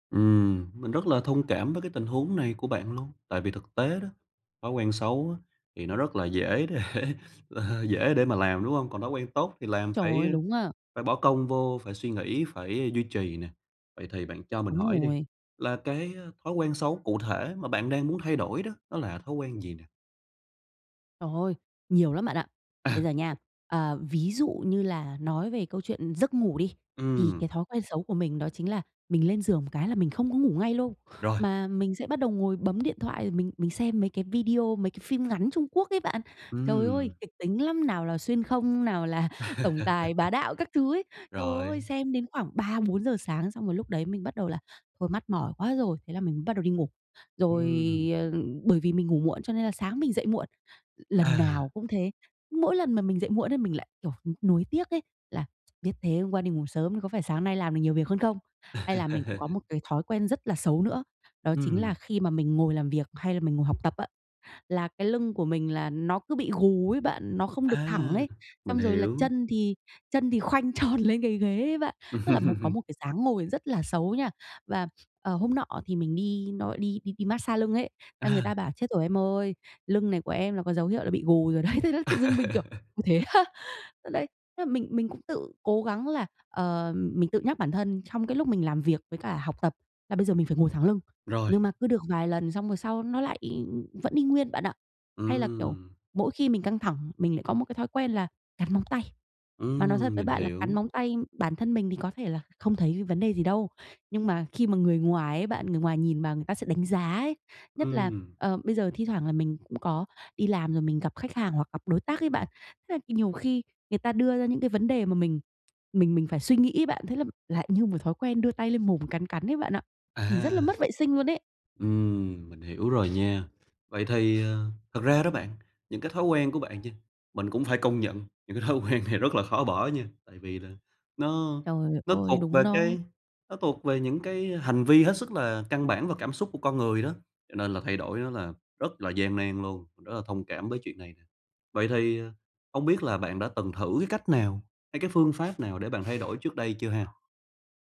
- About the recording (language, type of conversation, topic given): Vietnamese, advice, Làm thế nào để thay thế thói quen xấu bằng một thói quen mới?
- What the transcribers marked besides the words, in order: tapping; laughing while speaking: "để"; other background noise; laughing while speaking: "là"; laugh; tsk; laugh; laughing while speaking: "tròn"; laugh; laughing while speaking: "đấy"; laugh; laughing while speaking: "á?"; door; laughing while speaking: "những cái thói quen này"